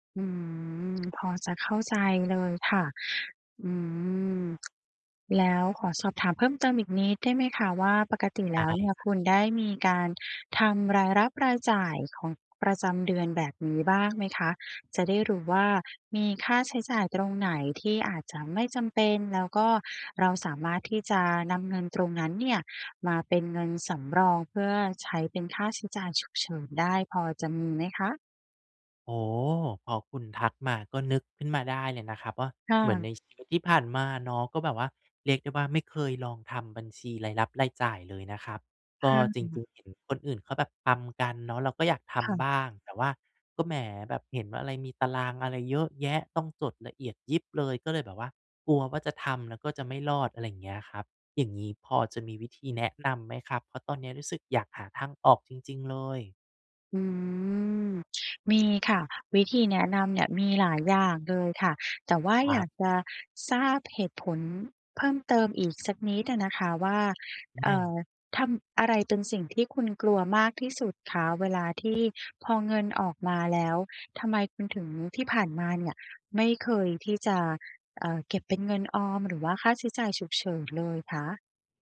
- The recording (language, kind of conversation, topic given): Thai, advice, ฉันควรจัดการหนี้และค่าใช้จ่ายฉุกเฉินอย่างไรเมื่อรายได้ไม่พอ?
- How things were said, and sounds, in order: drawn out: "อืม"